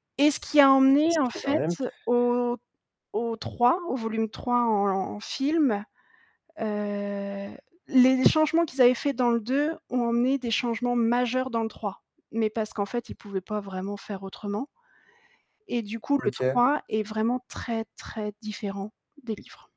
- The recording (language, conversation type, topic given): French, podcast, Que penses-tu des adaptations de livres au cinéma, en général ?
- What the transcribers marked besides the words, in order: distorted speech; stressed: "majeurs"; stressed: "très, très"